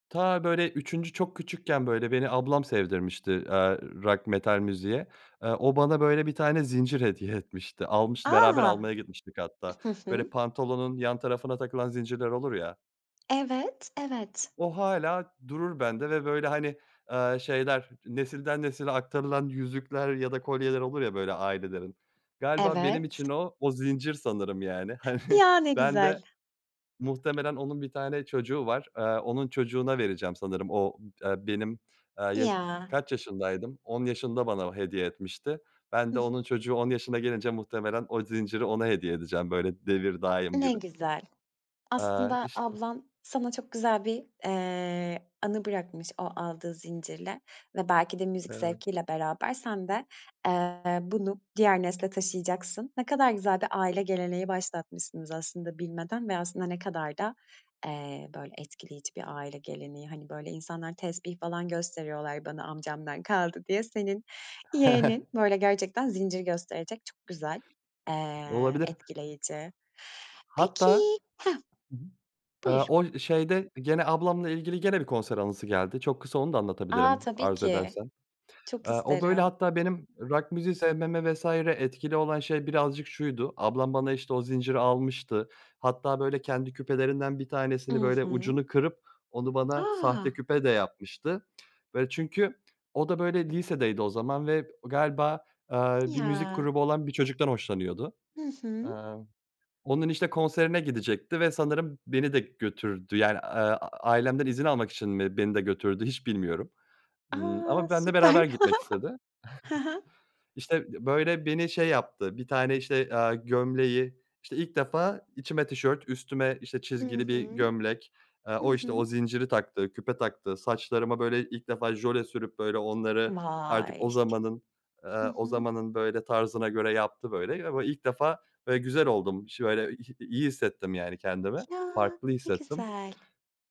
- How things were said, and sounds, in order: other background noise; tapping; chuckle; unintelligible speech
- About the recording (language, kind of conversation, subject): Turkish, podcast, Bir konser anını benimle paylaşır mısın?